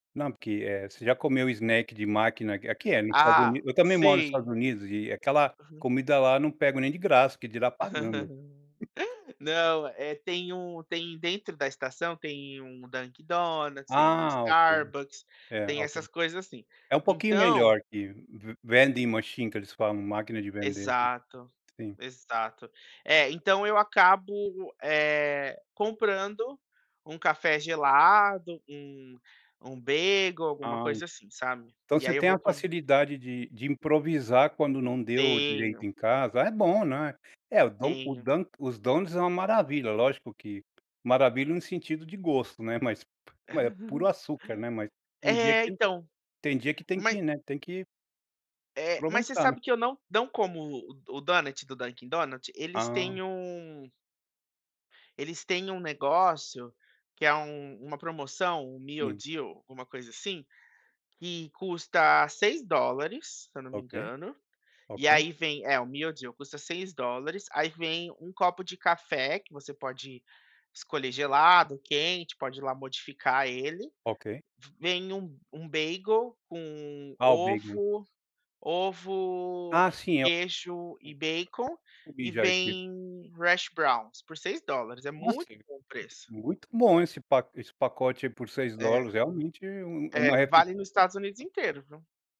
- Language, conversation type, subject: Portuguese, podcast, Como é a sua rotina matinal e de que forma ela te prepara para o dia?
- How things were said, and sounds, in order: in English: "snack"; laugh; chuckle; in English: "vending machine"; other background noise; in English: "bagel"; giggle; in English: "meal deal"; in English: "meal deal"; in English: "bagel"; in English: "bagel"; in English: "hash browns"; unintelligible speech